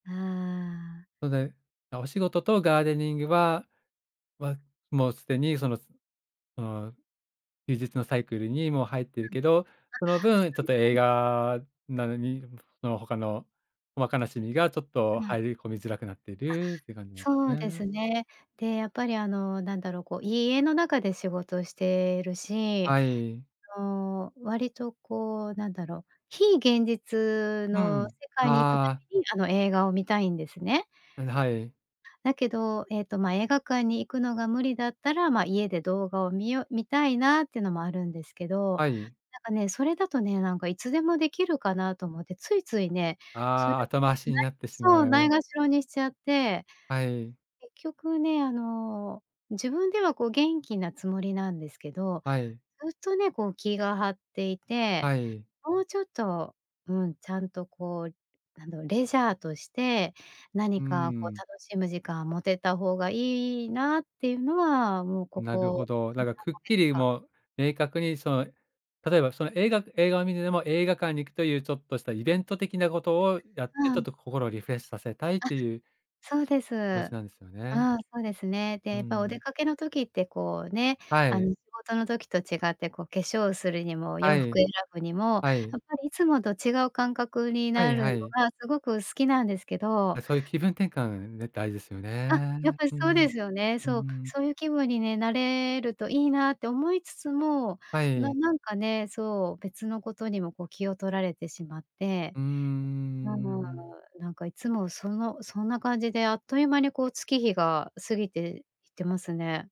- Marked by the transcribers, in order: other background noise
- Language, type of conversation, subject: Japanese, advice, 休日にやりたいことが多すぎて何を優先するか迷う